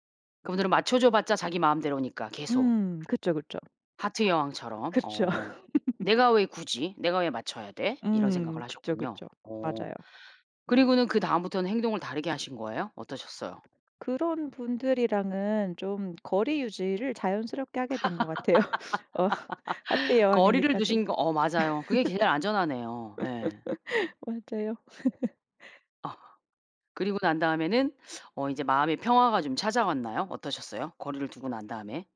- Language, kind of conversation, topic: Korean, podcast, 좋아하는 이야기가 당신에게 어떤 영향을 미쳤나요?
- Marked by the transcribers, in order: tapping; laugh; other background noise; laugh; laughing while speaking: "같아요. 어"; laugh; laugh